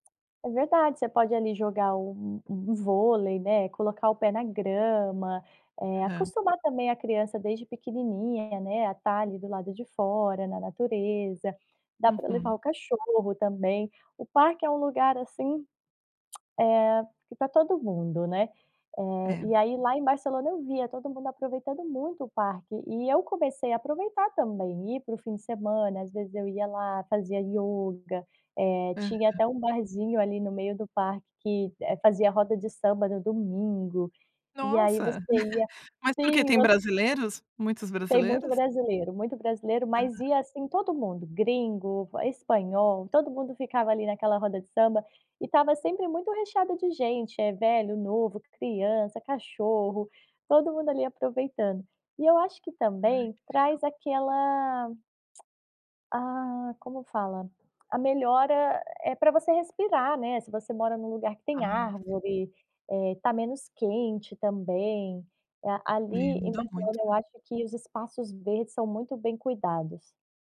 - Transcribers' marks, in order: tapping; tongue click; tongue click
- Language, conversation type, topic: Portuguese, podcast, Como você vê a importância das áreas verdes nas cidades?